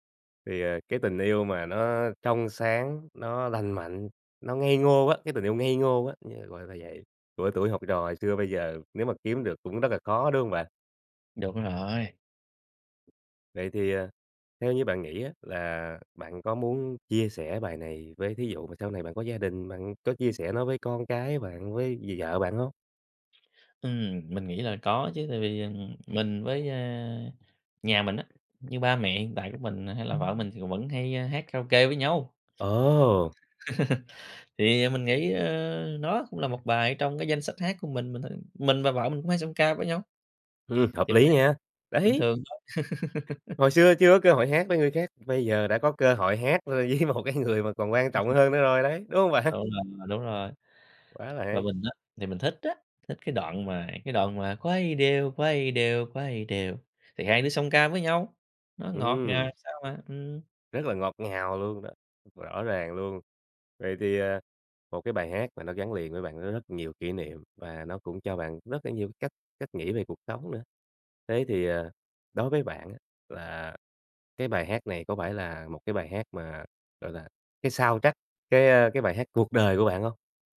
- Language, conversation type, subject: Vietnamese, podcast, Bài hát nào luôn chạm đến trái tim bạn mỗi khi nghe?
- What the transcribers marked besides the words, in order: other background noise; laugh; laugh; tapping; laughing while speaking: "với một cái người"; laugh; laughing while speaking: "bạn?"; singing: "quay đều, quay đều, quay đều"; in English: "sao trắc"; "soundtrack" said as "sao trắc"